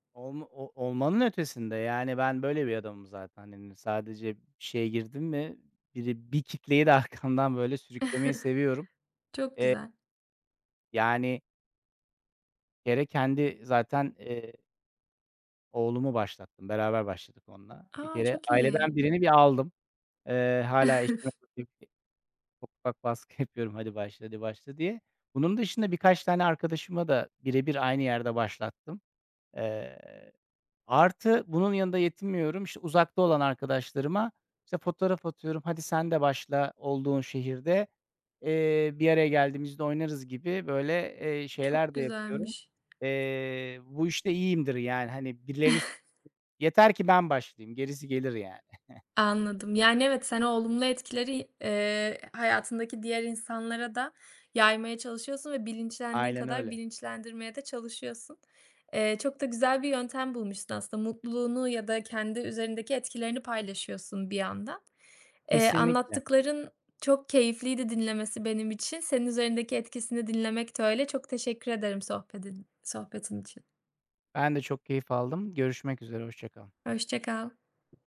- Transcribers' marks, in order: laughing while speaking: "arkamdan"; giggle; giggle; unintelligible speech; other background noise; tapping; giggle; giggle
- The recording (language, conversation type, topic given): Turkish, podcast, Bir hobiyi yeniden sevmen hayatını nasıl değiştirdi?